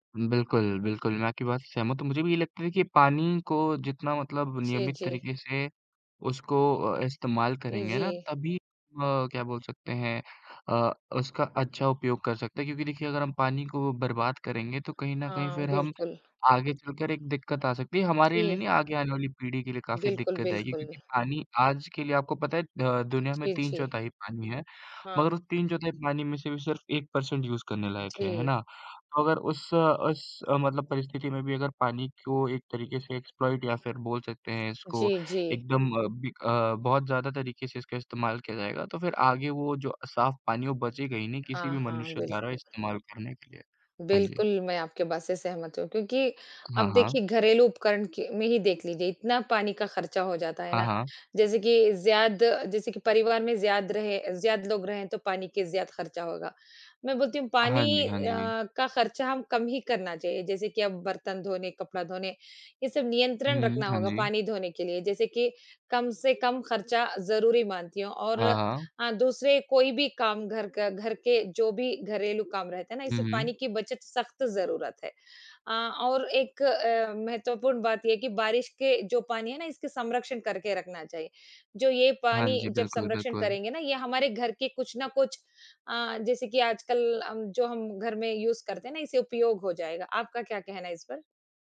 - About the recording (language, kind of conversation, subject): Hindi, unstructured, आप रोज़ाना पानी की बचत कैसे करते हैं?
- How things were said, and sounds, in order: tapping; in English: "पर्सेंट यूज़"; in English: "एक्सप्लॉइट"; other background noise; "संरक्षण" said as "समरक्षण"; "संरक्षण" said as "समरक्षण"; in English: "यूज़"